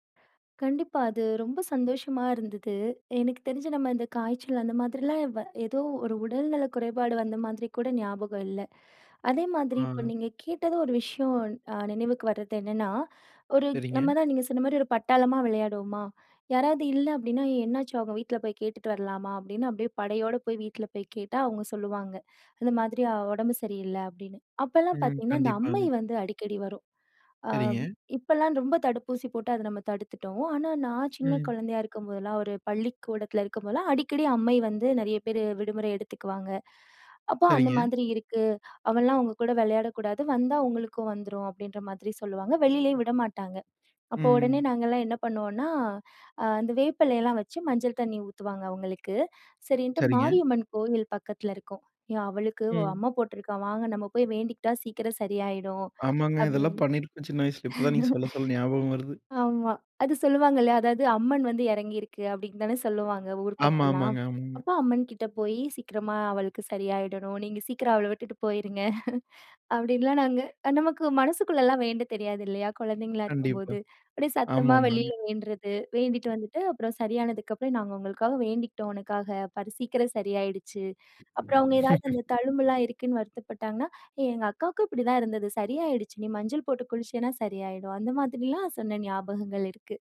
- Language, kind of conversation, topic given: Tamil, podcast, குழந்தையாக வெளியில் விளையாடிய உங்கள் நினைவுகள் உங்களுக்கு என்ன சொல்கின்றன?
- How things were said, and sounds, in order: laugh; other background noise; laugh